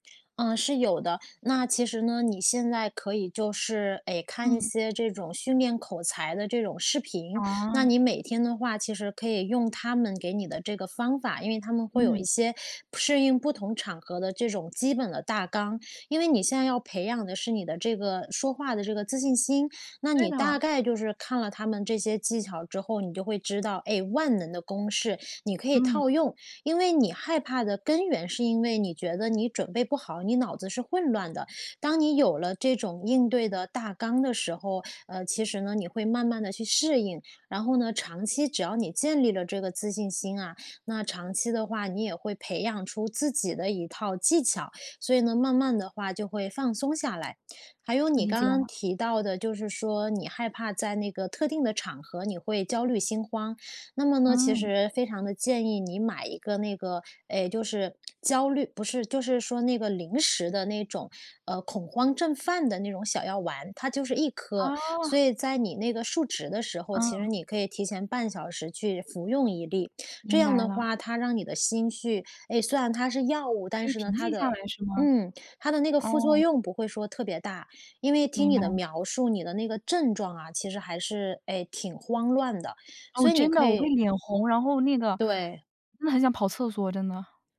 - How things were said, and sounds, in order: other noise; surprised: "啊"
- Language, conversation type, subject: Chinese, advice, 你在即将进行公开演讲或汇报前，为什么会感到紧张或恐慌？